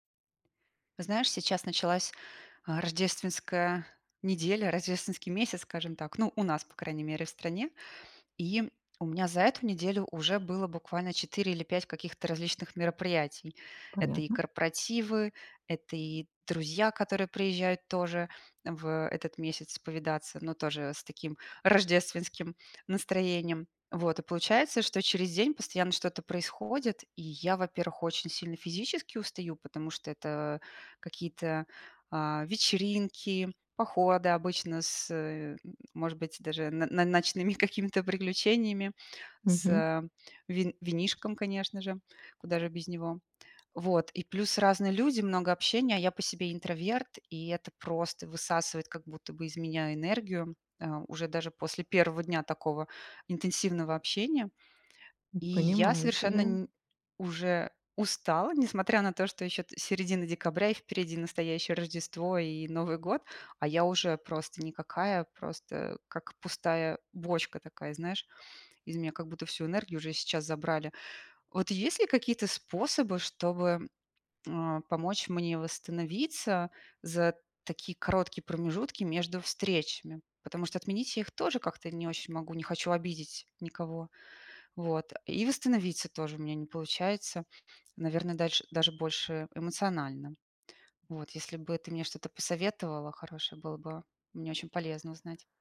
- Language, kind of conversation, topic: Russian, advice, Как справляться с усталостью и перегрузкой во время праздников
- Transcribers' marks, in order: tapping